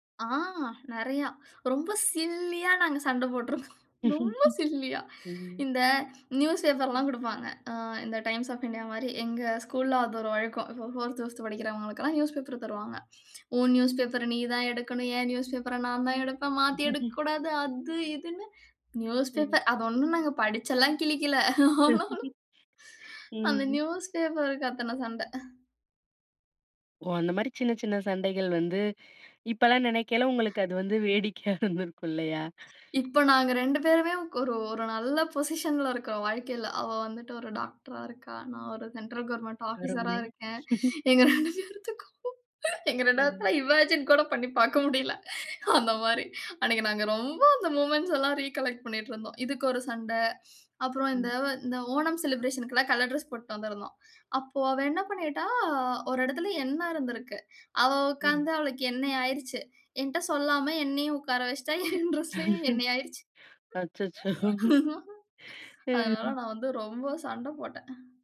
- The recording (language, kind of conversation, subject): Tamil, podcast, குழந்தைநிலையில் உருவான நட்புகள் உங்கள் தனிப்பட்ட வளர்ச்சிக்கு எவ்வளவு உதவின?
- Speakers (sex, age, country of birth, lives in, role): female, 35-39, India, India, guest; female, 35-39, India, India, host
- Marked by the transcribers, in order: laughing while speaking: "ரொம்ப சில்லியா"; chuckle; other background noise; in English: "Times of India"; "வழக்கம்" said as "ஒழுக்கம்"; in English: "ஃபோர்த் ஃபிஃப்த்"; chuckle; chuckle; laughing while speaking: "ஆனாலும்"; other noise; laughing while speaking: "வேடிக்கையா இருந்திருக்கும், இல்லையா?"; in English: "பொசிஷன்ல"; in English: "சென்ட்ரல் கவர்ன்மென்ட் ஆஃபீசரா"; chuckle; laughing while speaking: "எங்க ரெண்டு பேத்துக்கும் எங்க ரெண்டு … முடியல. அந்த மாதிரி"; joyful: "நாங்க ரொம்ப அந்த மொமென்ட்ஸ் எல்லாம் ரிகலெக்ட் பண்ணிட்டு இருந்தோம்"; in English: "மொமென்ட்ஸ்"; in English: "ரிகலெக்ட்"; in English: "செலிபிரேஷன்க்கு"; laughing while speaking: "அச்சச்சோ, ம்"; laughing while speaking: "என் டிரெஸ்லயும் எண்ணெய் ஆயிடுச்சு"